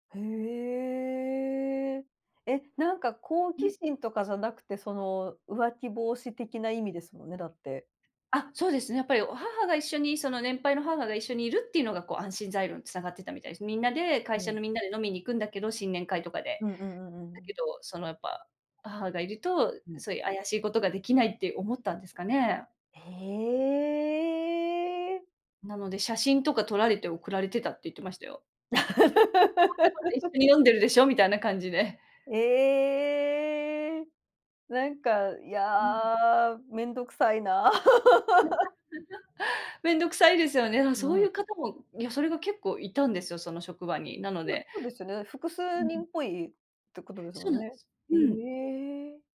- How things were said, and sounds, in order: drawn out: "へえ"; drawn out: "へえ"; laugh; laugh
- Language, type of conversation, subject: Japanese, unstructured, 恋人に束縛されるのは嫌ですか？